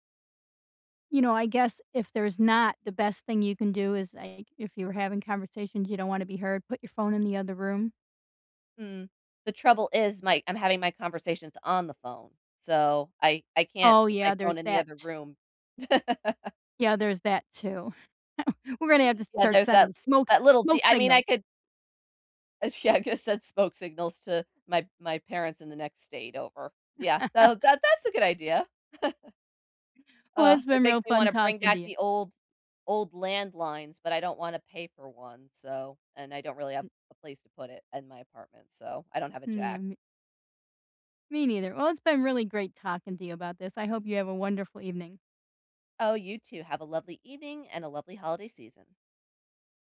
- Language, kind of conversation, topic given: English, unstructured, Should I be worried about companies selling my data to advertisers?
- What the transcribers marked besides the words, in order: laugh; chuckle; laugh; chuckle